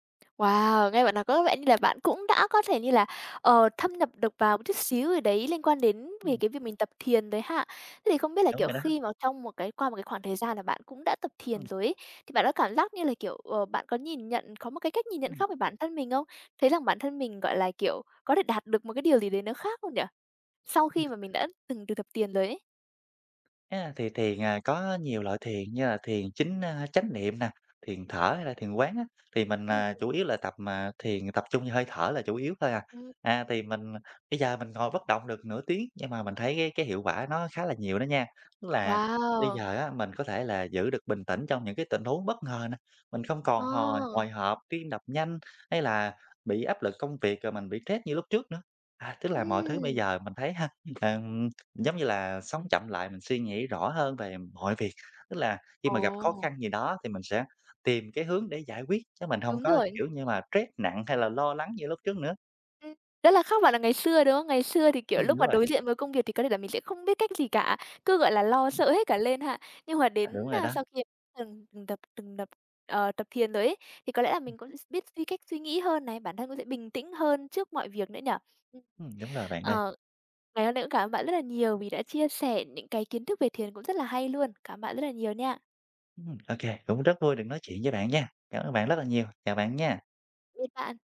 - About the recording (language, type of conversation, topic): Vietnamese, podcast, Thiền giúp bạn quản lý căng thẳng như thế nào?
- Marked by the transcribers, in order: tapping; other background noise